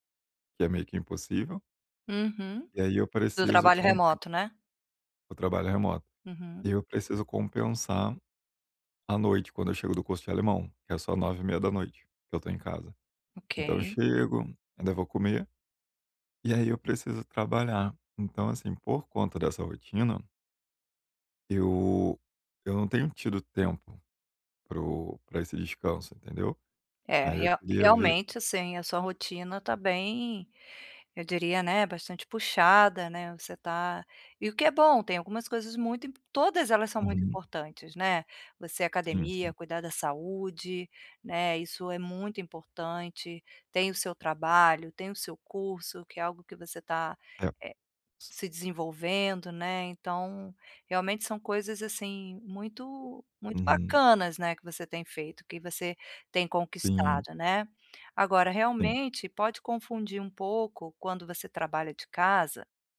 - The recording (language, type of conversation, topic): Portuguese, advice, Como posso criar uma rotina calma para descansar em casa?
- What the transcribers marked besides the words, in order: tapping